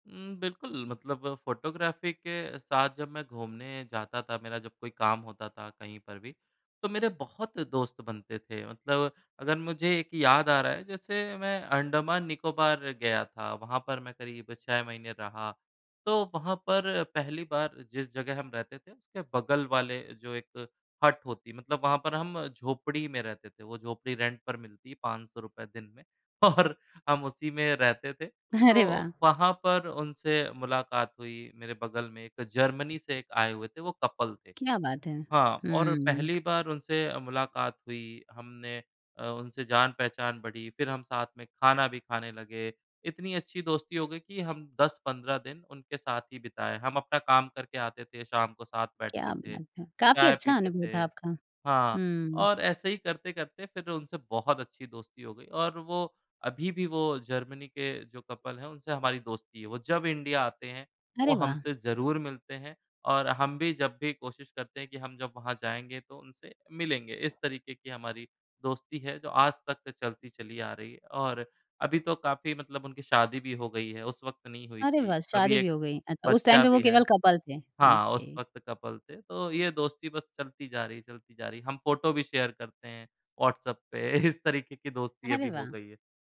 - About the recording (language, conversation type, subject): Hindi, podcast, आप अकेले घूमते समय दोस्त कैसे बनाते हैं?
- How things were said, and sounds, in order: in English: "फ़ोटोग्राफ़ी"; in English: "हट"; in English: "रेंट"; laughing while speaking: "और"; laughing while speaking: "अरे"; in English: "कपल"; tapping; in English: "कपल"; in English: "टाइम"; in English: "कपल"; in English: "कपल"; in English: "ओके"; in English: "शेयर"; laughing while speaking: "इस"